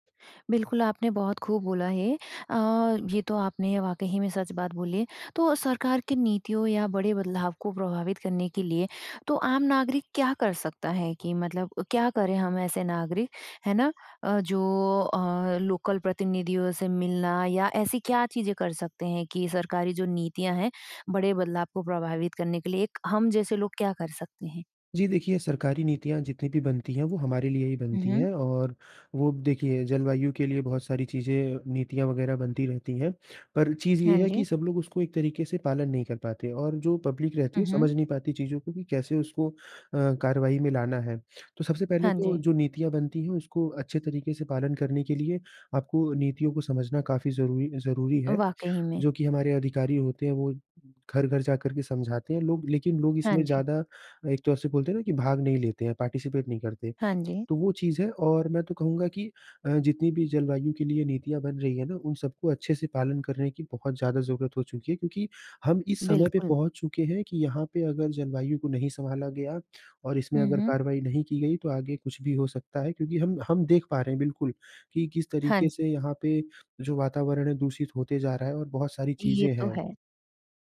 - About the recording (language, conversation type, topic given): Hindi, podcast, एक आम व्यक्ति जलवायु कार्रवाई में कैसे शामिल हो सकता है?
- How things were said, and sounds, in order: in English: "लोकल"; in English: "पब्लिक"; in English: "पार्टिसिपेट"